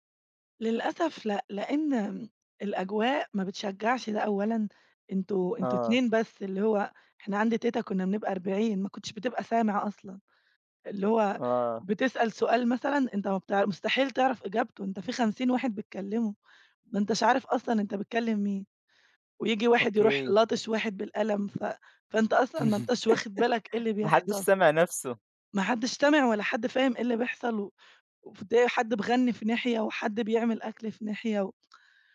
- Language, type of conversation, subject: Arabic, podcast, إيه ذكريات الطفولة المرتبطة بالأكل اللي لسه فاكراها؟
- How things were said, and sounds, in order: other background noise; laugh